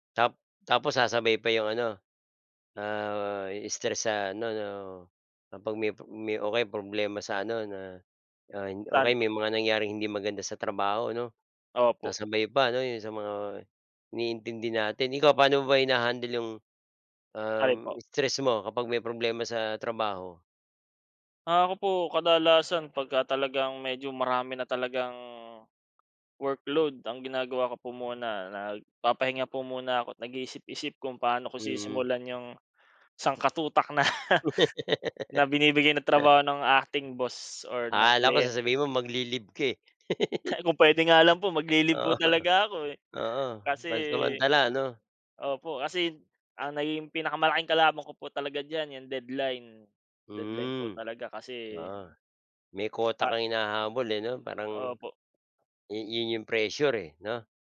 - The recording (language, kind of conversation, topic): Filipino, unstructured, Bakit sa tingin mo ay mahirap makahanap ng magandang trabaho ngayon?
- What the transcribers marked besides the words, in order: laugh; laughing while speaking: "na"; laugh